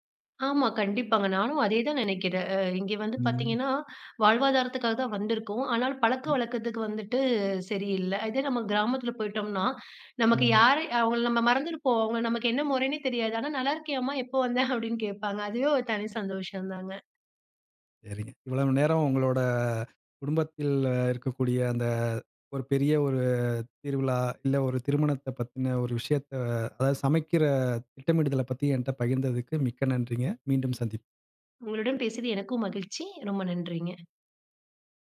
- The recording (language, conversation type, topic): Tamil, podcast, ஒரு பெரிய விருந்துச் சமையலை முன்கூட்டியே திட்டமிடும்போது நீங்கள் முதலில் என்ன செய்வீர்கள்?
- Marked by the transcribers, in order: chuckle